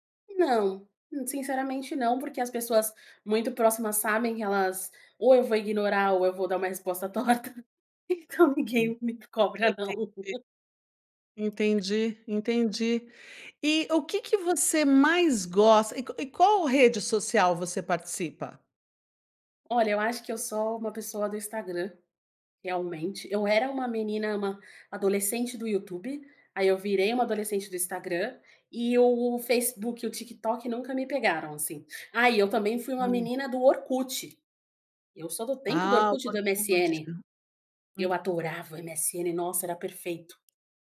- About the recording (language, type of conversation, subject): Portuguese, podcast, Como você equilibra a vida offline e o uso das redes sociais?
- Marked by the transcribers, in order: laugh